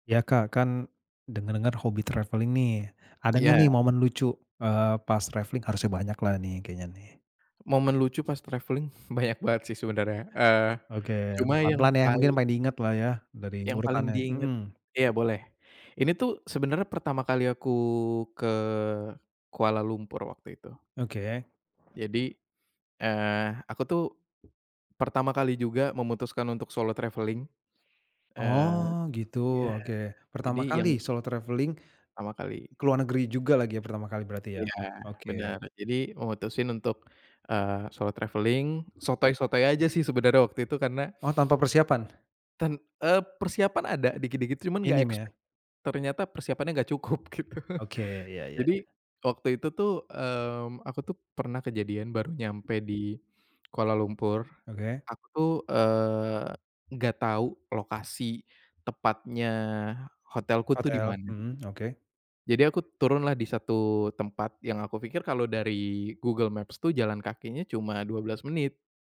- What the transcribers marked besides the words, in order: in English: "travelling"; in English: "travelling?"; in English: "traveling"; other background noise; tapping; in English: "solo traveling"; in English: "solo travelling"; in English: "solo travelling"; in English: "expect"; laughing while speaking: "gitu"; chuckle
- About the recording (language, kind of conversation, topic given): Indonesian, podcast, Apa momen paling lucu yang pernah kamu alami saat bepergian?